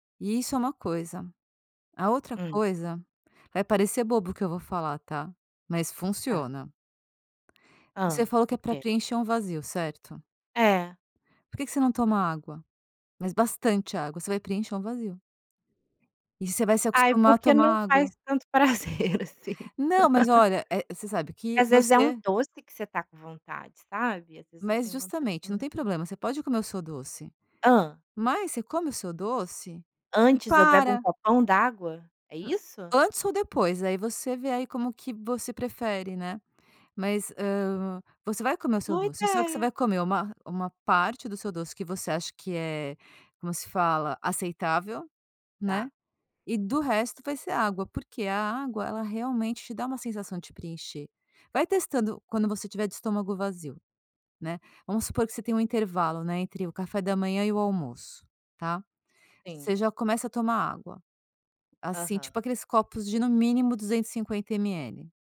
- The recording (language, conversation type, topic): Portuguese, advice, Como você se sente ao sentir culpa ou vergonha depois de comer demais em um dia difícil?
- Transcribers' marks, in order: tapping